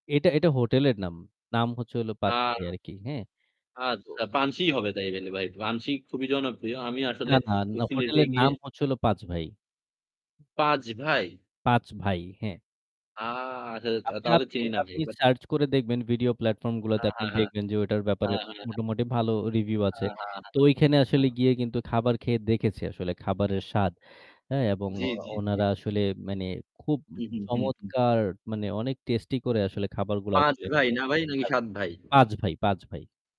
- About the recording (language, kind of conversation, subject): Bengali, unstructured, সুস্বাদু খাবার খেতে গেলে আপনার কোন সুখস্মৃতি মনে পড়ে?
- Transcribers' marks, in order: distorted speech; static; other background noise; drawn out: "আ"; "আচ্ছা" said as "আছা"; tapping; unintelligible speech